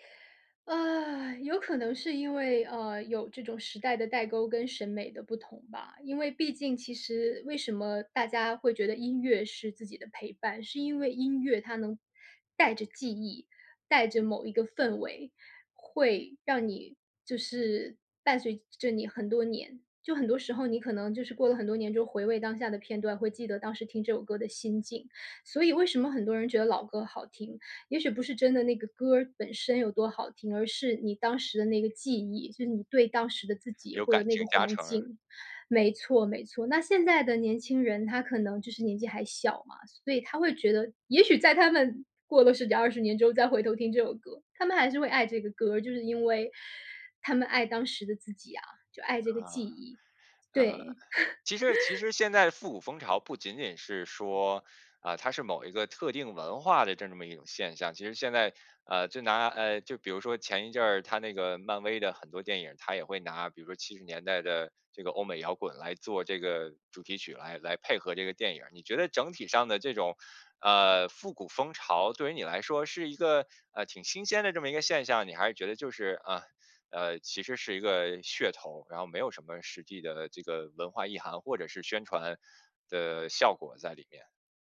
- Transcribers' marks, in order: sigh; joyful: "也许在他们"; laugh
- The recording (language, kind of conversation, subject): Chinese, podcast, 你小时候有哪些一听就会跟着哼的老歌？